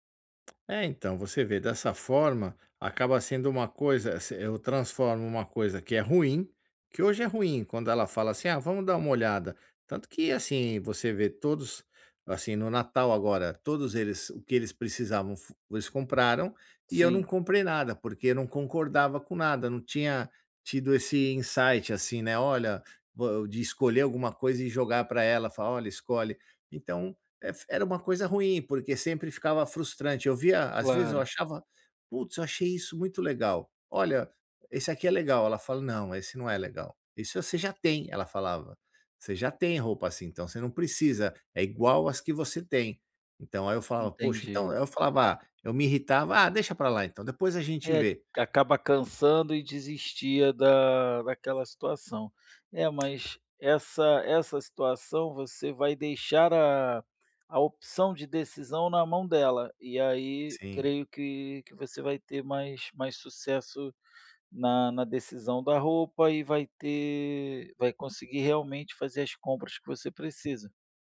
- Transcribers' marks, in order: tapping; in English: "insight"
- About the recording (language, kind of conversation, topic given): Portuguese, advice, Como posso encontrar roupas que me sirvam bem e combinem comigo?